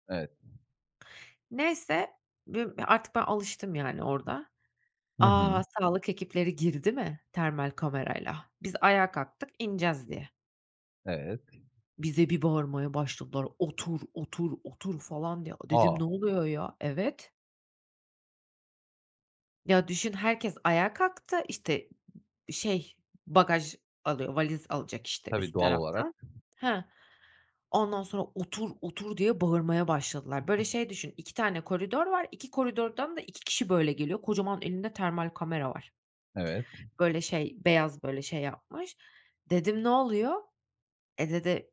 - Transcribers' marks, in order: other background noise; tapping
- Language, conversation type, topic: Turkish, podcast, Uçağı kaçırdığın bir anın var mı?